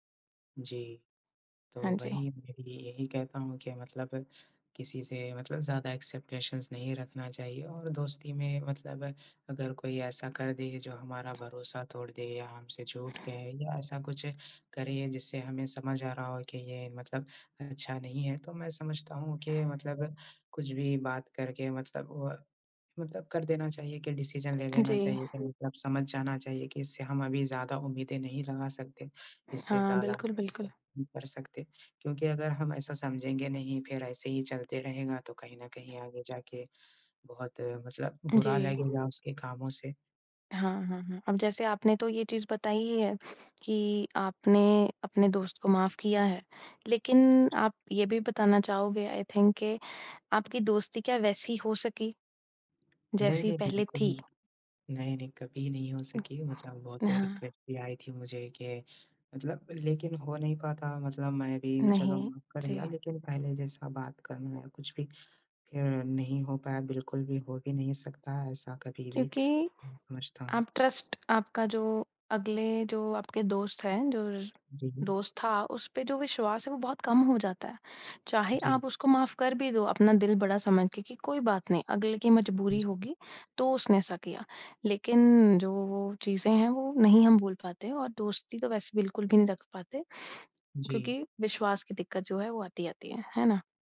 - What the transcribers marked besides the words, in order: in English: "एक्सेप्टेशन्स"; "एक्सपेक्टेशन्स" said as "एक्सेप्टेशन्स"; tapping; other background noise; in English: "डिसीज़न"; in English: "आई थिंक"; in English: "रिक्वेस्ट"; other noise; in English: "ट्रस्ट"
- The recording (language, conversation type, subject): Hindi, unstructured, क्या झगड़े के बाद दोस्ती फिर से हो सकती है?